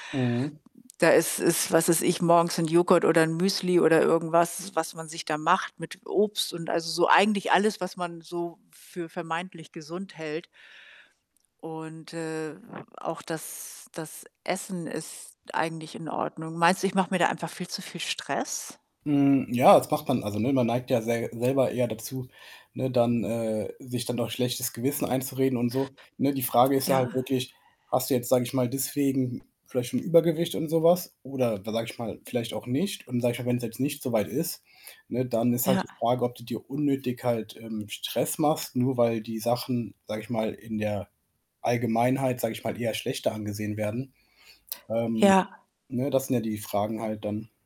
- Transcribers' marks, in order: distorted speech; other background noise; static
- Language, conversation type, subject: German, advice, Wie sieht dein unregelmäßiges Essverhalten aus, und wann und warum greifst du abends zu späten Snacks?